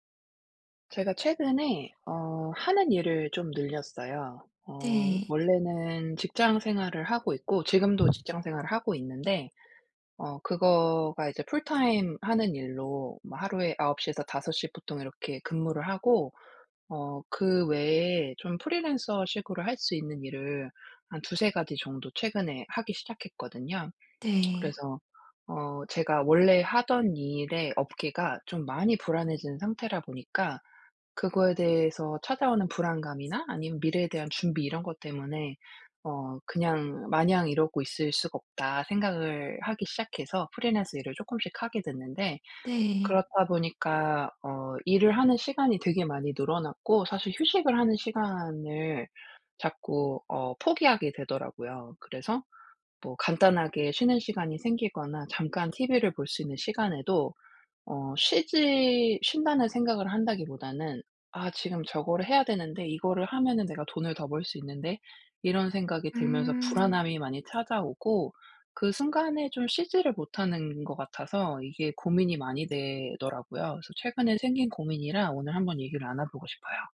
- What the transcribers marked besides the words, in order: other background noise; in English: "풀타임"; tapping
- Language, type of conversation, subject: Korean, advice, 집에서 쉬는 동안 불안하고 산만해서 영화·음악·책을 즐기기 어려울 때 어떻게 하면 좋을까요?